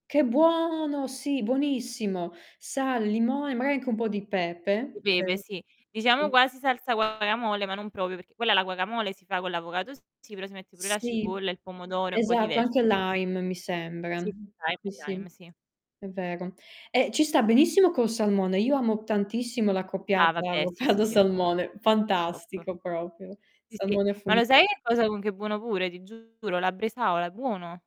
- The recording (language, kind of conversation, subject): Italian, unstructured, Come influisce la tua alimentazione sul tuo benessere fisico?
- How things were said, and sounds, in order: stressed: "Che buono!"; other background noise; distorted speech; "proprio" said as "propio"; tapping; "Sì" said as "ì"; laughing while speaking: "avocado-salmone"; "proprio" said as "propio"